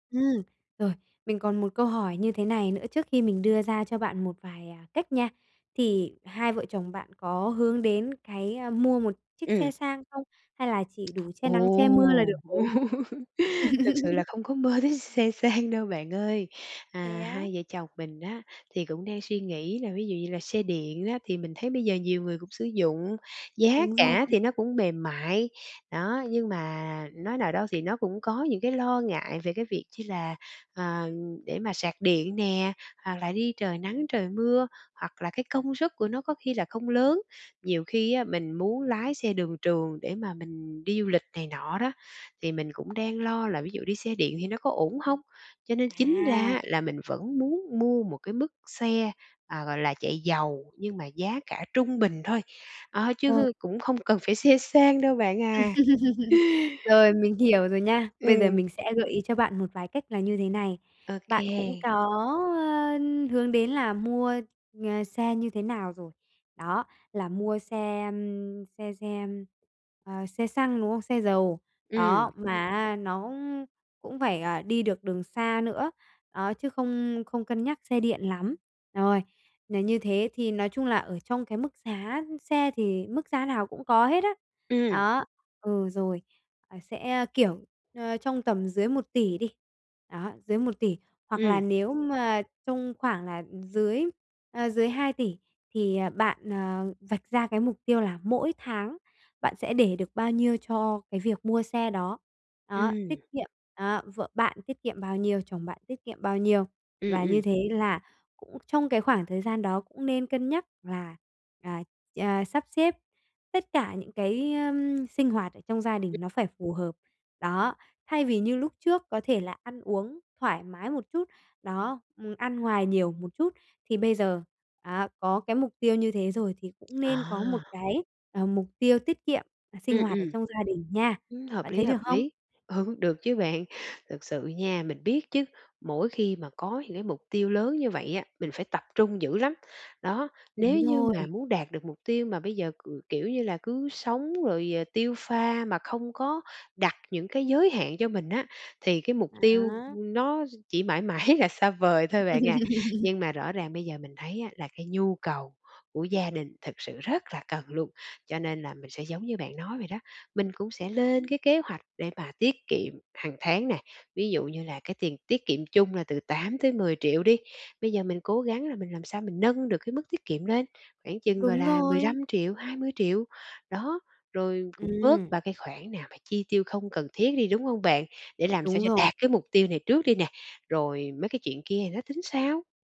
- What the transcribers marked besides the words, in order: other background noise; tapping; laugh; laughing while speaking: "xe sang"; laugh; laugh; other noise; laughing while speaking: "mãi"; laugh
- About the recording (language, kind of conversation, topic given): Vietnamese, advice, Làm sao để chia nhỏ mục tiêu cho dễ thực hiện?